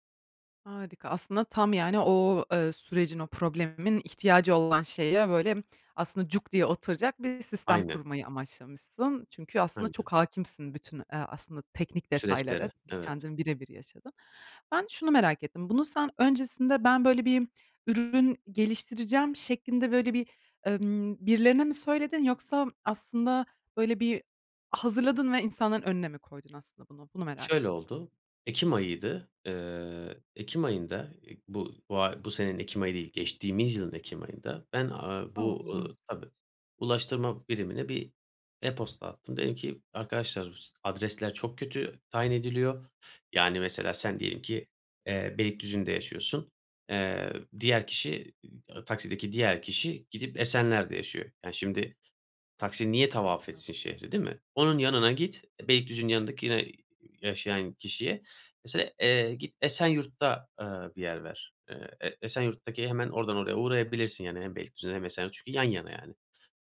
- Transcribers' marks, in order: unintelligible speech
- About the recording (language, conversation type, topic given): Turkish, podcast, İlk fikrinle son ürün arasında neler değişir?